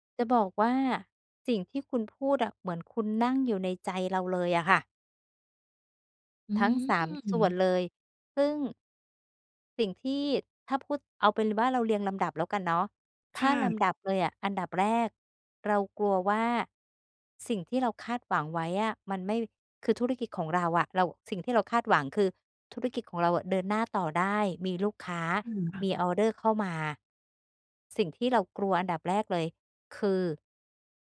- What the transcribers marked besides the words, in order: other background noise; unintelligible speech
- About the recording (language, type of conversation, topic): Thai, advice, คุณรับมือกับความกดดันจากความคาดหวังของคนรอบข้างจนกลัวจะล้มเหลวอย่างไร?